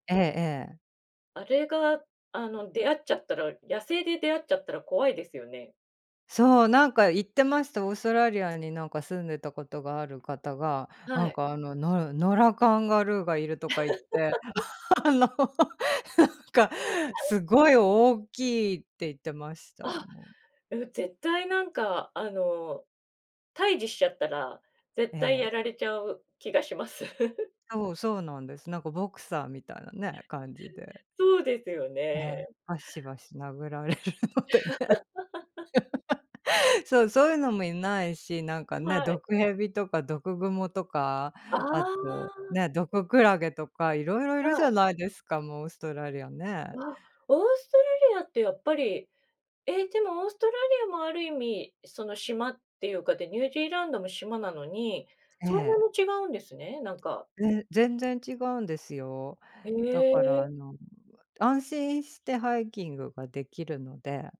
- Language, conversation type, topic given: Japanese, unstructured, 旅行で訪れてみたい国や場所はありますか？
- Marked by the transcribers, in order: other background noise; laugh; laugh; laughing while speaking: "あの、なんか"; chuckle; laughing while speaking: "殴られるのでね"; laugh